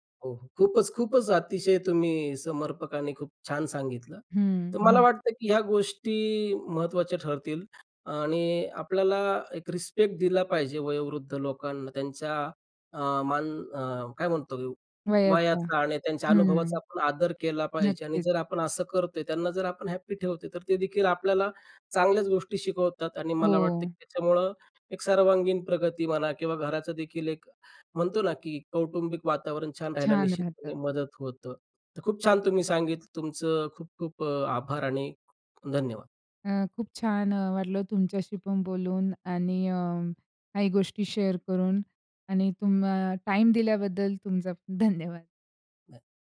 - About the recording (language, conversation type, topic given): Marathi, podcast, वृद्धांना सन्मान देण्याची तुमची घरगुती पद्धत काय आहे?
- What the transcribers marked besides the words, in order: other noise; in English: "शेअर"; unintelligible speech